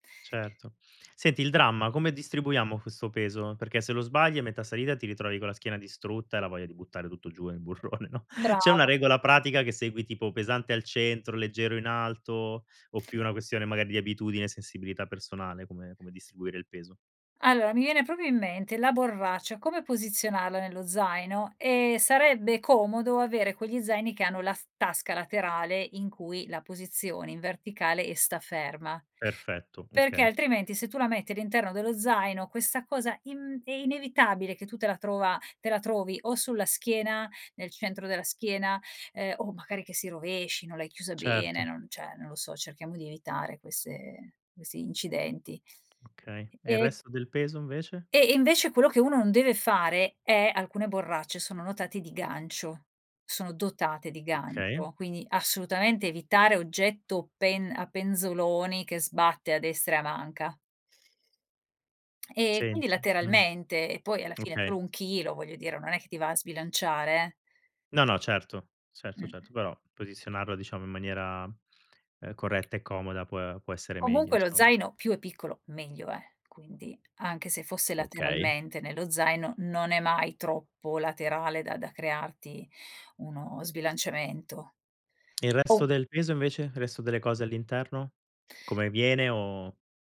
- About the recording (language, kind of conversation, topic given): Italian, podcast, Quali sono i tuoi consigli per preparare lo zaino da trekking?
- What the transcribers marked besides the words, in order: laughing while speaking: "burrone, no"; other background noise; "insomma" said as "insom"